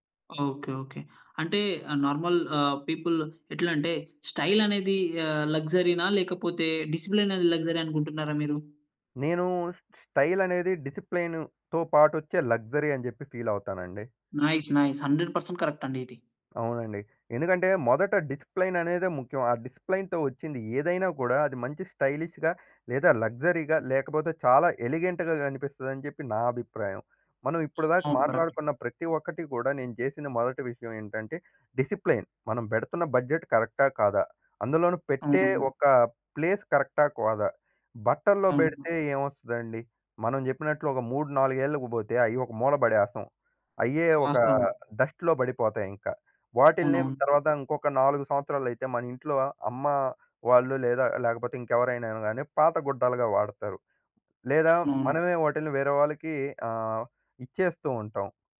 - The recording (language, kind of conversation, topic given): Telugu, podcast, తక్కువ బడ్జెట్‌లో కూడా స్టైలుగా ఎలా కనిపించాలి?
- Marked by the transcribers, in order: in English: "నార్మల్"; in English: "పీపుల్"; in English: "లక్సరీనా"; in English: "డిసిప్లినరీ లగ్జరీ"; in English: "డిసిప్లిన్‌తొ"; in English: "లగ్జరీ"; in English: "ఫీల్"; in English: "నైస్ నైస్ హండ్రెడ్ పర్సెంట్ కరెక్ట్"; in English: "డిసిప్లైన్"; in English: "డిసిప్లిన్‌తొ"; in English: "స్టైలిష్‌గా"; in English: "లగ్జరీగా"; in English: "ఎలిగెంట్‌గ"; in English: "డిసిప్లైన్"; other background noise; in English: "ప్లేస్"; in English: "డస్ట్‌లొ"